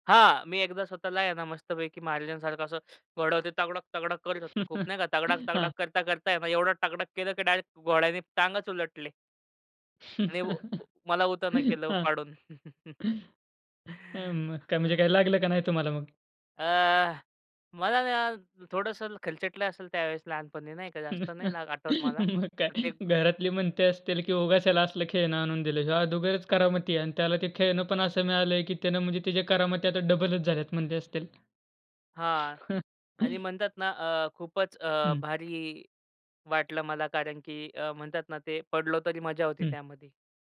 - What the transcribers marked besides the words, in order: anticipating: "हां, मी एकदा स्वतःला आहे … घोड्याने टांगच उलटले"; laugh; in English: "डायरेक्ट"; laugh; laugh; "खरचटलं" said as "खलचटलं"; laugh; laughing while speaking: "मग काय"; in English: "डबलच"; chuckle
- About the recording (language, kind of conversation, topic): Marathi, podcast, तुझे पहिले आवडते खेळणे किंवा वस्तू कोणती होती?